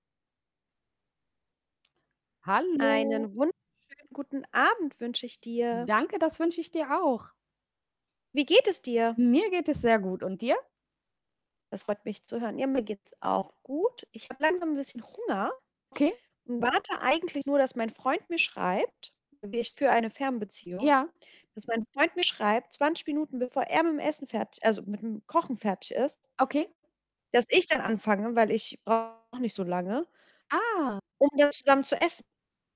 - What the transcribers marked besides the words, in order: distorted speech; tapping
- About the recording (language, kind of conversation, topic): German, unstructured, Magst du Tiere, und wenn ja, warum?